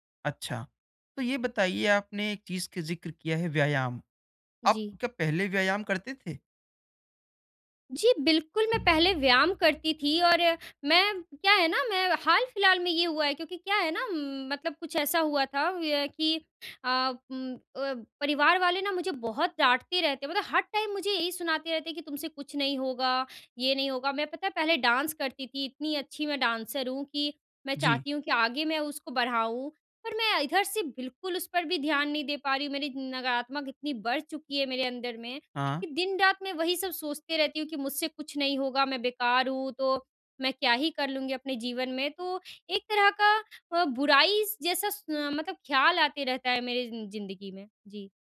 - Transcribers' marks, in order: in English: "टाइम"; in English: "डांस"; in English: "डांसर"
- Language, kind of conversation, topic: Hindi, advice, मैं अपने नकारात्मक पैटर्न को पहचानकर उन्हें कैसे तोड़ सकता/सकती हूँ?